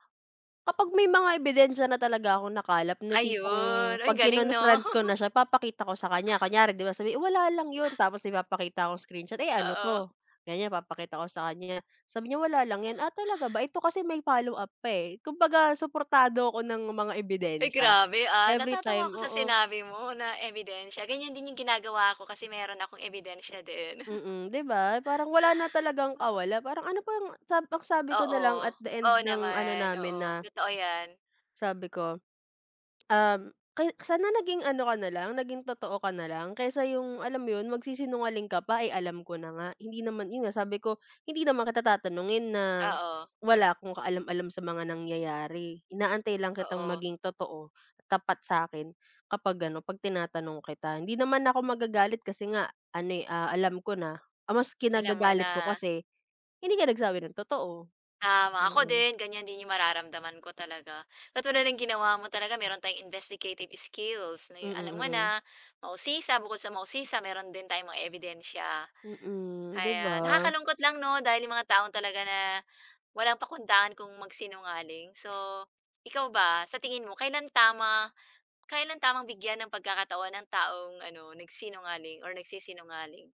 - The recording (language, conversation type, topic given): Filipino, unstructured, Paano mo haharapin ang pagsisinungaling sa relasyon?
- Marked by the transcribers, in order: laugh; laugh; in English: "investigative skills"